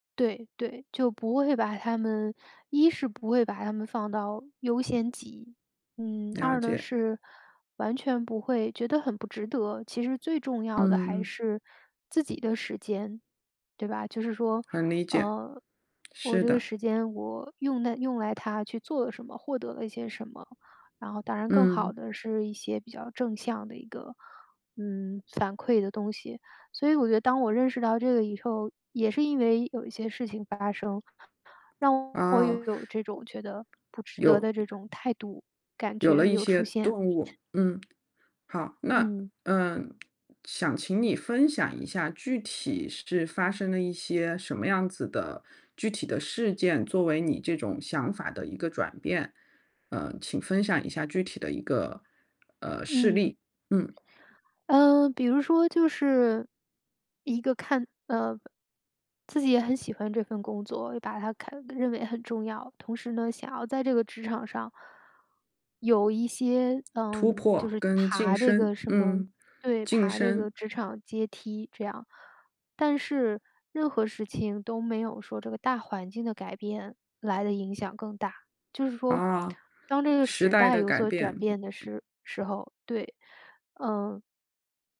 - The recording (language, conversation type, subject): Chinese, podcast, 你是如何在工作与生活之间找到平衡的？
- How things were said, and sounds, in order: tapping; other background noise